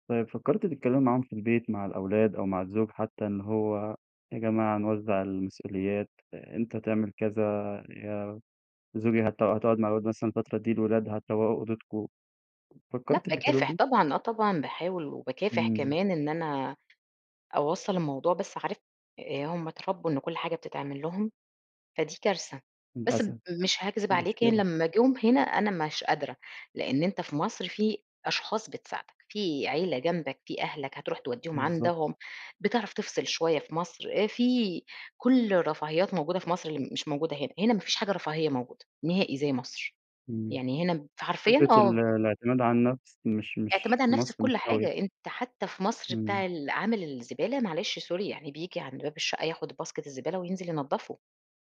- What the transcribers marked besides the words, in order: tapping; in English: "sorry"; in English: "باسكت"
- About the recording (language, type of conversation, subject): Arabic, podcast, إزاي بتلاقي وقت لنفسك وسط ضغط البيت؟